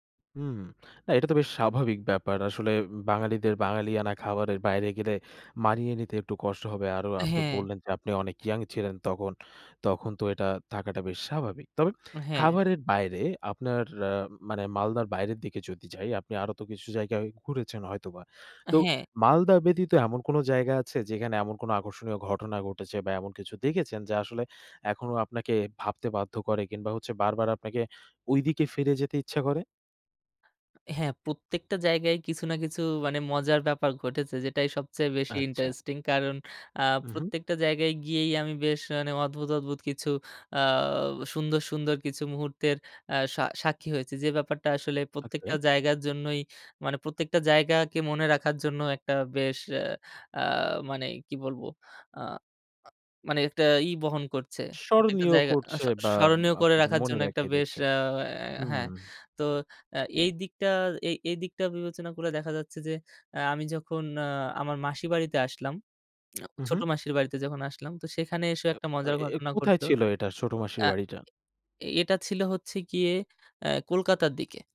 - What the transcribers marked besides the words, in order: tapping; lip smack
- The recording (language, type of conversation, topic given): Bengali, podcast, তোমার জীবনে কোন ভ্রমণটা তোমার ওপর সবচেয়ে বেশি ছাপ ফেলেছে?